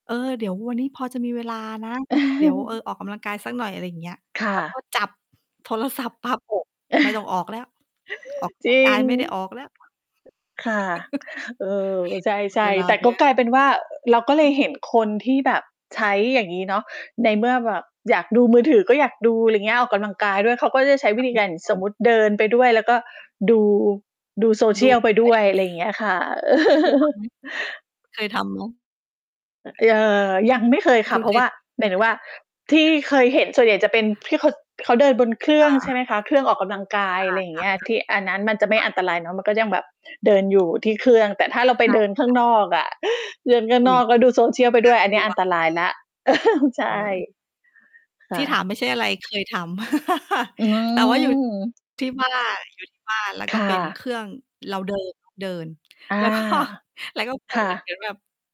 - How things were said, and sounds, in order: chuckle; distorted speech; other background noise; chuckle; mechanical hum; chuckle; unintelligible speech; chuckle; chuckle; chuckle; chuckle; tapping; laughing while speaking: "แล้วก็"
- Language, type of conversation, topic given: Thai, unstructured, การใช้โซเชียลมีเดียมากเกินไปทำให้เสียเวลาหรือไม่?
- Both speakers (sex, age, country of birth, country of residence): female, 40-44, Thailand, Sweden; female, 40-44, Thailand, Thailand